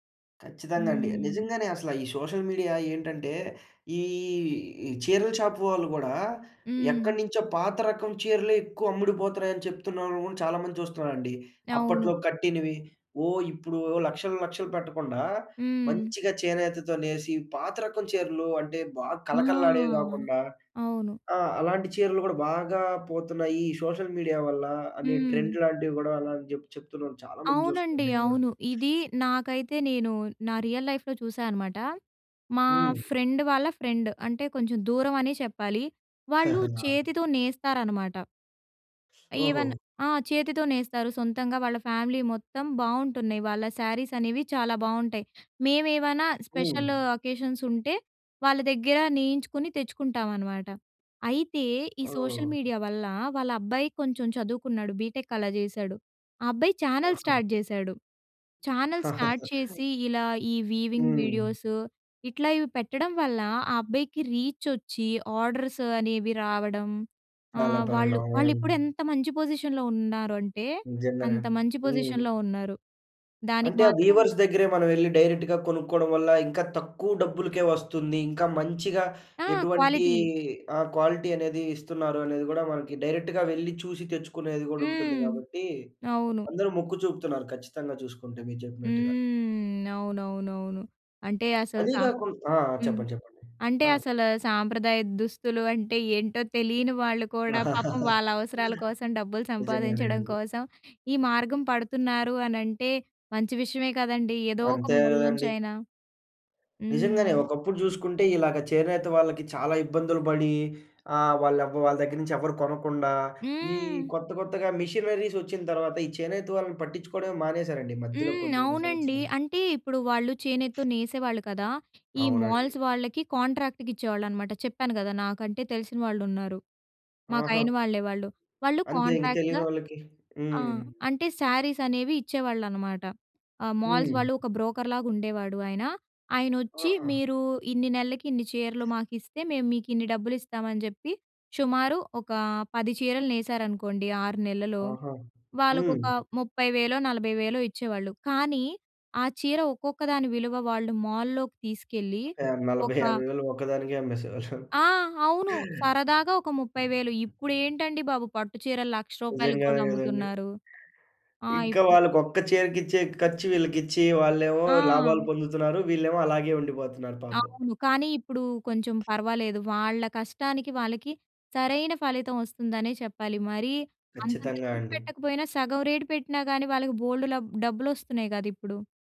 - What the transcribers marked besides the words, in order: in English: "సోషల్ మీడియా"; in English: "షాప్"; in English: "సోషల్ మీడియా"; in English: "ట్రెండ్"; other background noise; in English: "రియల్ లైఫ్‌లో"; in English: "ఫ్రెండ్"; in English: "ఫ్రెండ్"; laugh; in English: "ఈవెన్"; in English: "ఫ్యామిలీ"; in English: "శారీస్"; in English: "స్పెషల్ అకేషన్స్"; in English: "సోషల్ మీడియా"; in English: "బీటెక్"; in English: "ఛానెల్ స్టార్ట్"; laugh; in English: "ఛానెల్ స్టార్ట్"; in English: "వీవింగ్"; in English: "ఆర్డర్స్"; in English: "పొజిషన్‌లో"; in English: "పొజిషన్‌లో"; in English: "వీవర్స్"; in English: "డైరెక్ట్‌గా"; in English: "క్వాలిటీ"; in English: "క్వాలిటీ"; in English: "డైరెక్ట్‌గా"; laugh; in English: "మిషనరీస్"; in English: "మాల్స్"; in English: "కాంట్రాక్ట్‌కి"; in English: "కాంట్రాక్ట్‌గా"; in English: "శారీస్"; in English: "మాల్స్"; in English: "బ్రోకర్‌లాగా"; in English: "మాల్‌లోకి"; tapping; laughing while speaking: "నలభై యాభై వేలు ఒకదానికే అమ్మేసేవాళ్ళా!"; in English: "రేట్"
- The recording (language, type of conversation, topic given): Telugu, podcast, సోషల్ మీడియా సంప్రదాయ దుస్తులపై ఎలా ప్రభావం చూపుతోంది?